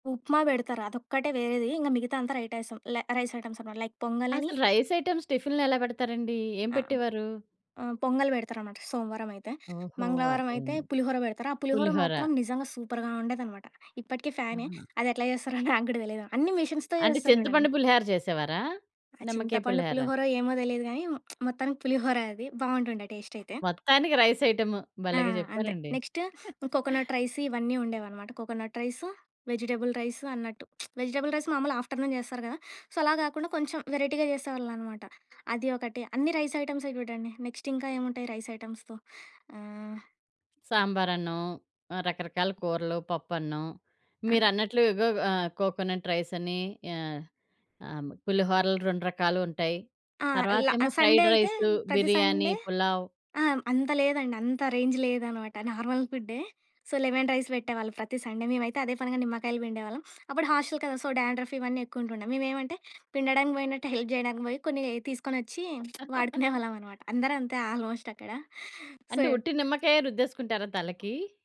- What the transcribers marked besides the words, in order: in English: "రైస్ ఐటెమ్స్"; in English: "లైక్"; in English: "రైస్ ఐటెమ్స్ టిఫిన్‌లో"; in English: "సూపర్‌గా"; chuckle; in English: "మిషన్స్‌తో"; lip smack; in English: "టేస్ట్"; tapping; in English: "రైస్ ఐటెమ్"; in English: "నెక్స్ట్"; giggle; lip smack; in English: "ఆఫ్టర్నూన్"; in English: "సో"; in English: "వెరైటీ‌గా"; in English: "నెక్స్ట్"; in English: "రైస్ ఐటెమ్స్‌తో?"; other background noise; other noise; in English: "సండే"; in English: "రేంజ్"; in English: "నార్మల్"; in English: "సో"; in English: "సండే"; in English: "హాస్టల్"; in English: "సో డాండ్రఫ్"; in English: "హెల్ప్"; giggle; in English: "ఆల్మోస్ట్"; in English: "సో"
- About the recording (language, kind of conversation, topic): Telugu, podcast, మీరు వ్యాయామాన్ని అలవాటుగా ఎలా చేసుకున్నారు?